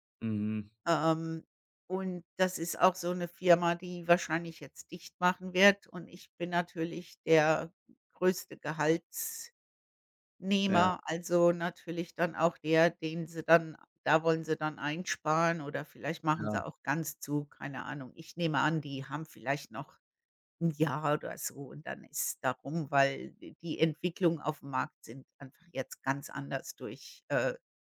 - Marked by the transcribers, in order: none
- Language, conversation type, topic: German, unstructured, Was gibt dir das Gefühl, wirklich du selbst zu sein?